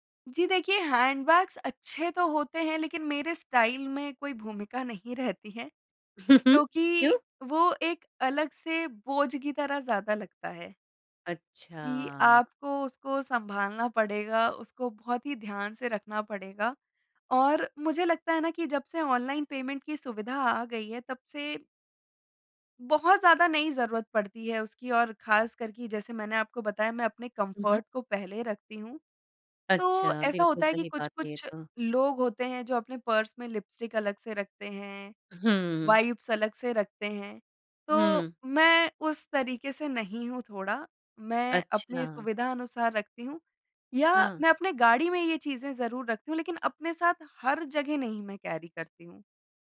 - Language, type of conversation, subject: Hindi, podcast, आराम और स्टाइल में से आप क्या चुनते हैं?
- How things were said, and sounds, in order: in English: "हैंडबैग्स"; in English: "स्टाइल"; chuckle; in English: "पेमेंट"; in English: "कम्फ़र्ट"; in English: "वाइप्स"; in English: "कैरी"